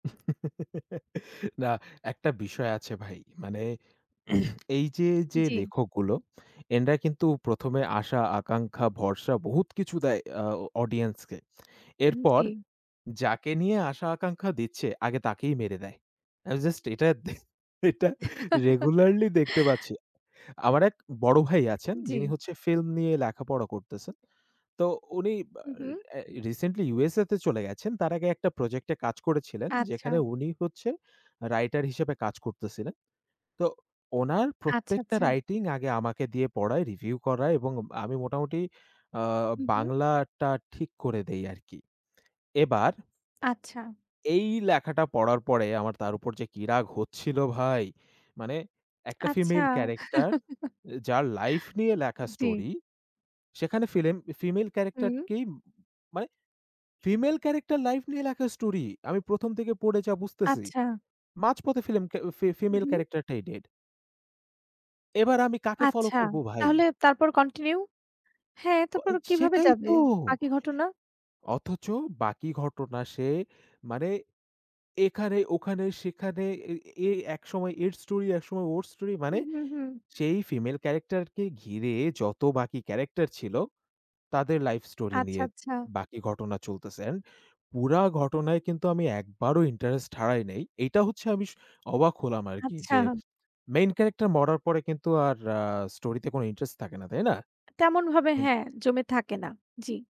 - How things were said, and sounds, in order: chuckle; throat clearing; laughing while speaking: "দে এটা রেগুলারলি দেখতে পাচ্ছি"; chuckle; laugh; lip smack; chuckle; "আমি" said as "আমিস"
- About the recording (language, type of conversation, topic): Bengali, unstructured, মুভি বা ধারাবাহিক কি আমাদের সামাজিক মানসিকতাকে বিকৃত করে?
- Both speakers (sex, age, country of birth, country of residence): female, 35-39, Bangladesh, Germany; male, 20-24, Bangladesh, Bangladesh